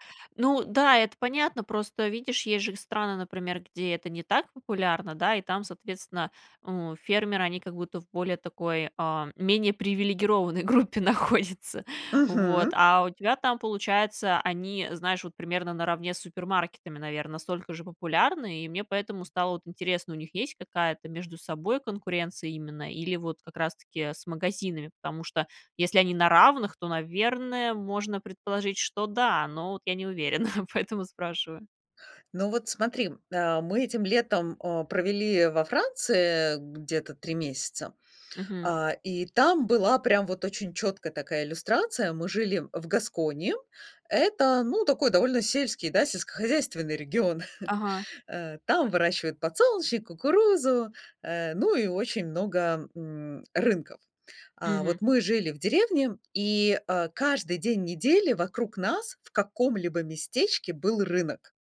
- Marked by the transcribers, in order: laughing while speaking: "группе находятся"; laughing while speaking: "уверена"; chuckle
- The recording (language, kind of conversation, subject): Russian, podcast, Пользуетесь ли вы фермерскими рынками и что вы в них цените?